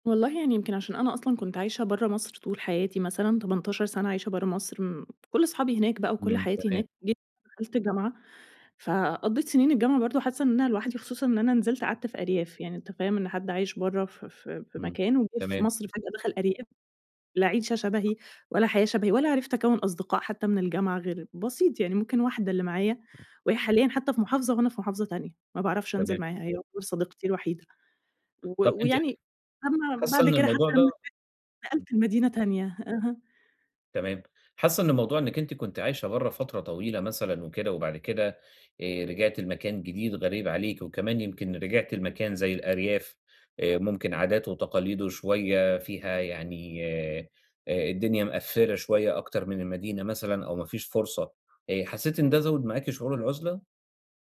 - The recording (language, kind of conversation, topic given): Arabic, advice, إزاي أتعامل مع إحساس العزلة أثناء العطلات والاحتفالات؟
- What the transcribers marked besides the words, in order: other background noise; unintelligible speech